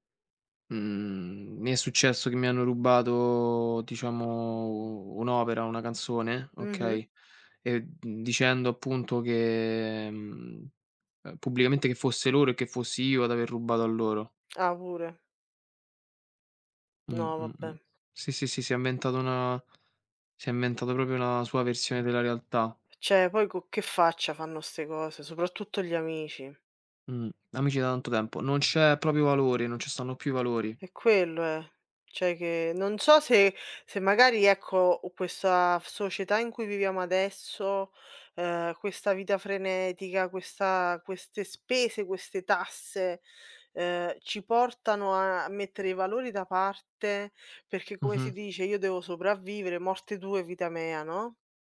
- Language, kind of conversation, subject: Italian, unstructured, Qual è la cosa più triste che il denaro ti abbia mai causato?
- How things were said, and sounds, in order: "Cioè" said as "ceh"; "con" said as "cò"; "cioè" said as "ceh"; in Latin: "mea"